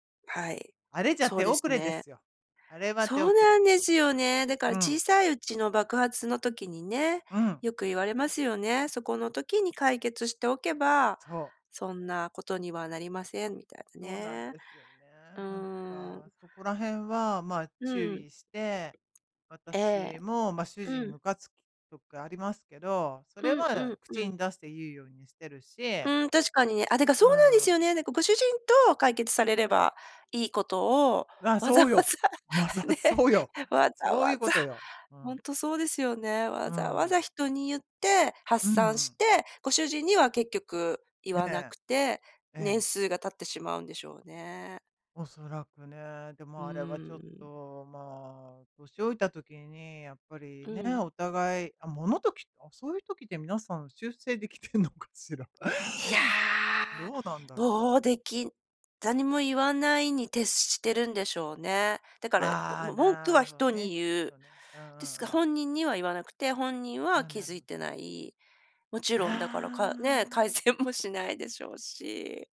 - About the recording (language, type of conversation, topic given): Japanese, advice, グループの中で居心地が悪いと感じたとき、どうすればいいですか？
- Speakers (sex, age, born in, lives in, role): female, 50-54, Japan, Japan, advisor; female, 55-59, Japan, United States, user
- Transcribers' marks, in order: joyful: "そうなんですよね"; other background noise; laughing while speaking: "わざわざ、ね"; laughing while speaking: "できてんのかしら"; other noise; laughing while speaking: "改善も"